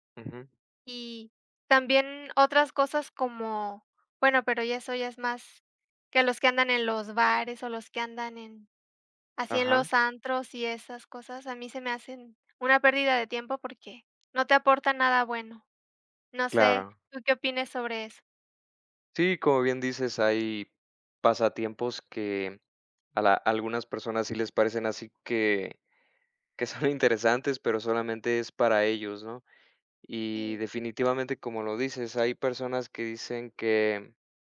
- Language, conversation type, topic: Spanish, unstructured, ¿Crees que algunos pasatiempos son una pérdida de tiempo?
- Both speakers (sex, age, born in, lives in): female, 30-34, Mexico, Mexico; male, 35-39, Mexico, Mexico
- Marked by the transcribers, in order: tapping; laughing while speaking: "son interesantes"